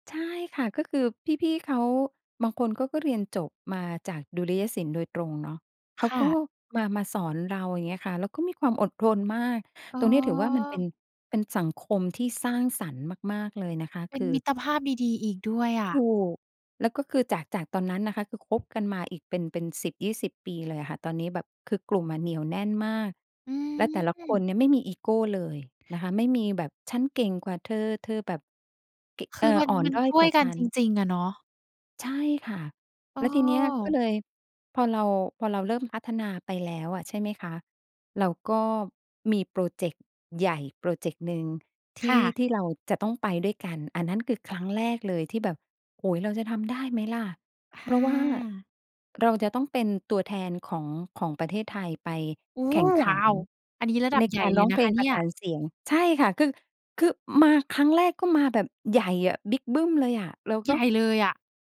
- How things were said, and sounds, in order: tapping
- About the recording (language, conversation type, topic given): Thai, podcast, คุณช่วยเล่าเหตุการณ์ที่คุณมองว่าเป็นความสำเร็จครั้งใหญ่ที่สุดในชีวิตให้ฟังได้ไหม?